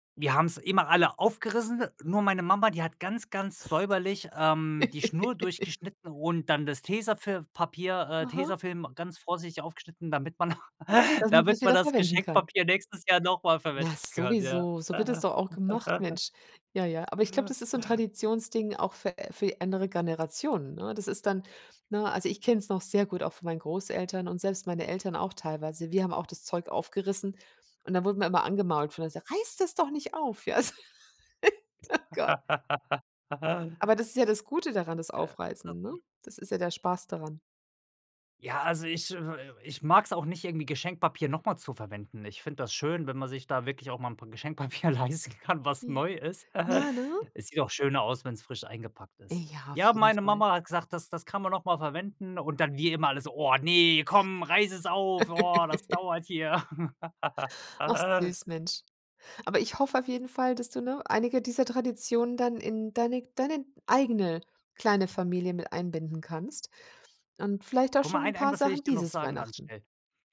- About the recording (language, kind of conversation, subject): German, podcast, Kannst du von einer Tradition in deiner Familie erzählen, die dir viel bedeutet?
- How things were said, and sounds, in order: giggle; chuckle; laugh; unintelligible speech; put-on voice: "Reiß das doch nicht auf"; laugh; unintelligible speech; laughing while speaking: "Geschenkpapier leisten kann"; snort; laugh; put-on voice: "Oh, ne, komm, reiß es auf. Oh, das dauert hier"; laugh